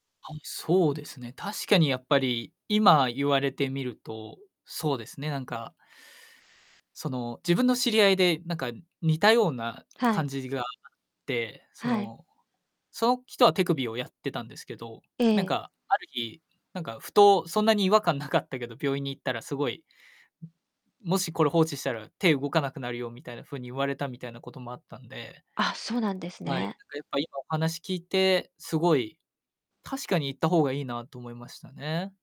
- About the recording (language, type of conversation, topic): Japanese, advice, 運動で痛めた古傷がぶり返して不安なのですが、どうすればいいですか？
- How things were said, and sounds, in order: distorted speech